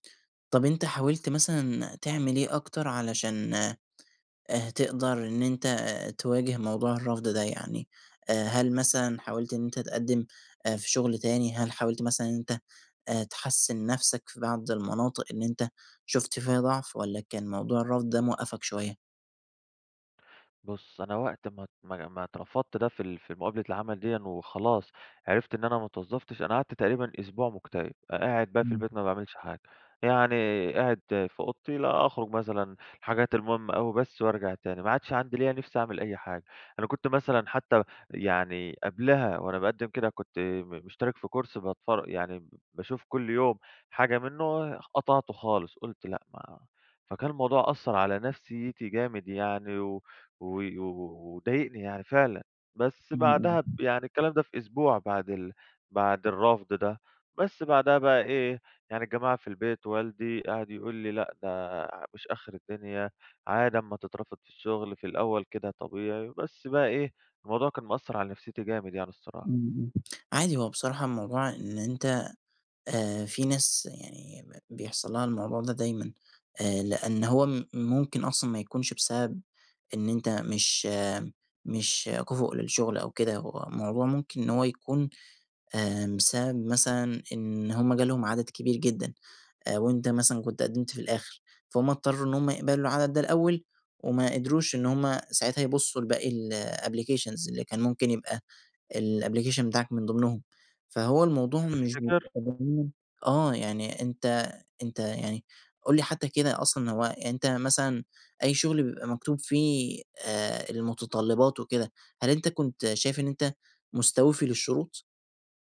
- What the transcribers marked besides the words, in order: in English: "كورس"; other background noise; in English: "الapplications"; in English: "الapplication"
- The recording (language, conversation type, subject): Arabic, advice, إزاي أتعامل مع فقدان الثقة في نفسي بعد ما شغلي اتنقد أو اترفض؟